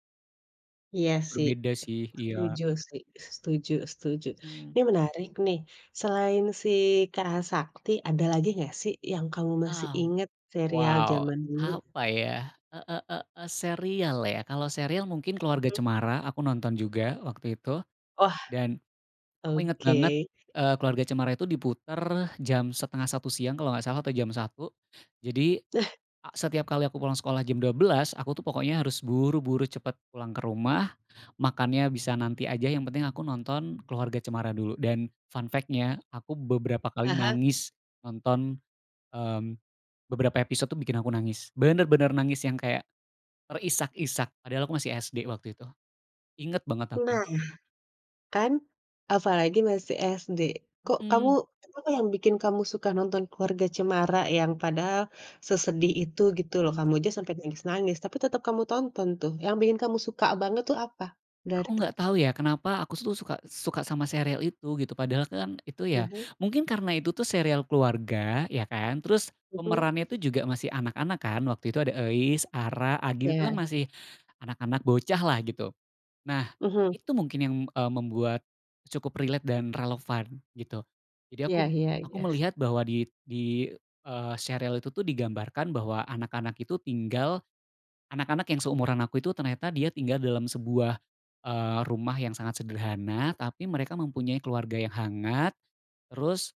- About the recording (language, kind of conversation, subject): Indonesian, podcast, Apa acara TV masa kecil yang masih kamu ingat sampai sekarang?
- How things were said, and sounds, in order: other background noise; tapping; in English: "fun fact-nya"; "tu" said as "stu"; in English: "relate"